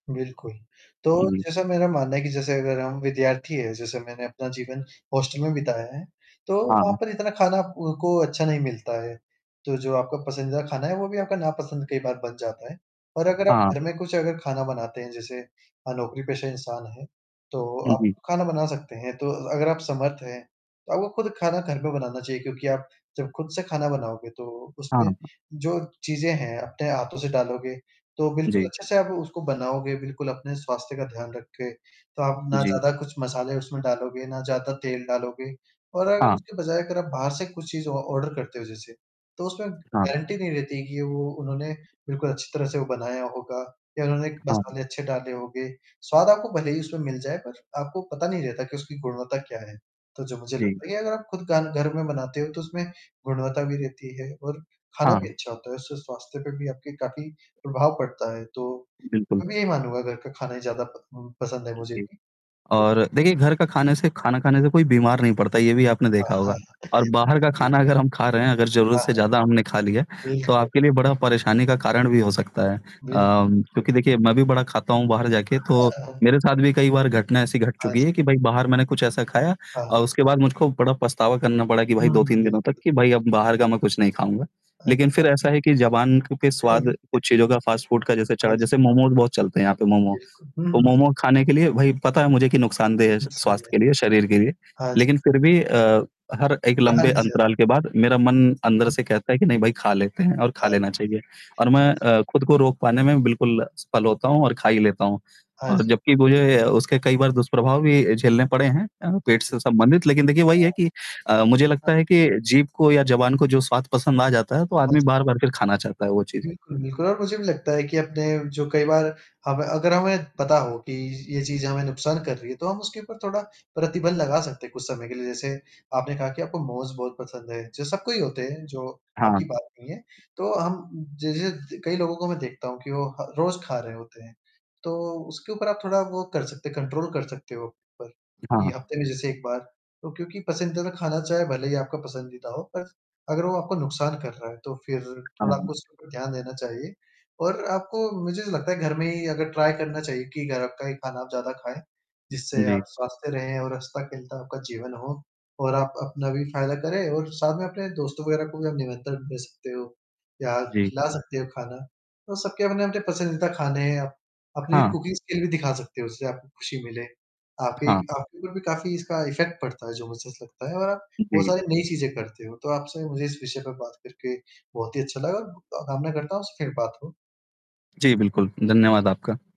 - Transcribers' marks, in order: static; tapping; in English: "ऑर्डर"; distorted speech; laughing while speaking: "हाँ, हाँ, हाँ"; laughing while speaking: "अगर"; chuckle; chuckle; in English: "फ़ास्ट फ़ूड"; other background noise; unintelligible speech; in English: "कंट्रोल"; in English: "ट्राई"; in English: "कुकिंग स्किल"; in English: "इफ़ेक्ट"
- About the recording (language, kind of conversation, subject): Hindi, unstructured, आपका पसंदीदा खाना कौन सा है और आपको वह क्यों पसंद है?
- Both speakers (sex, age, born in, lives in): female, 20-24, India, India; male, 35-39, India, India